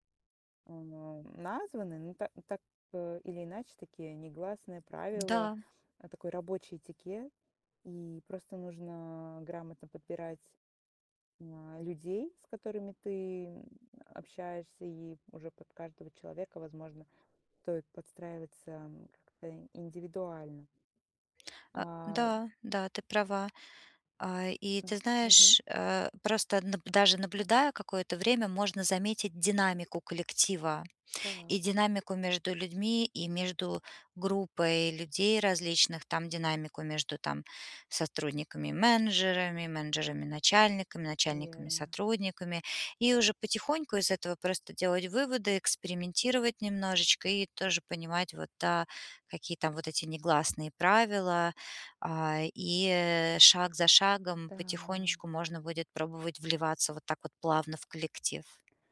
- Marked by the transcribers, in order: tapping; other background noise
- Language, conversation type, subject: Russian, advice, Как мне сочетать искренность с желанием вписаться в новый коллектив, не теряя себя?